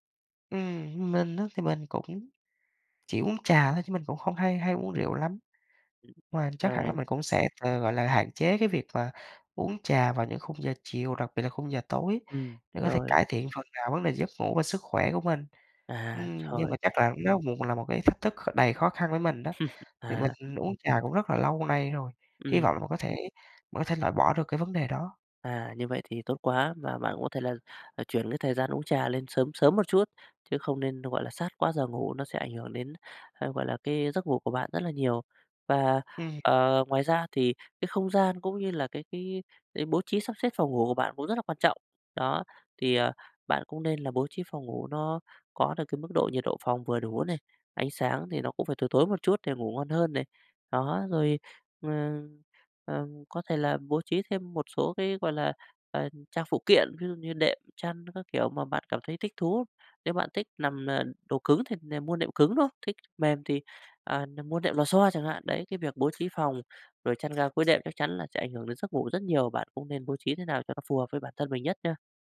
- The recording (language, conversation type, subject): Vietnamese, advice, Làm sao để bạn sắp xếp thời gian hợp lý hơn để ngủ đủ giấc và cải thiện sức khỏe?
- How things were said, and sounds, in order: tapping; other background noise; laugh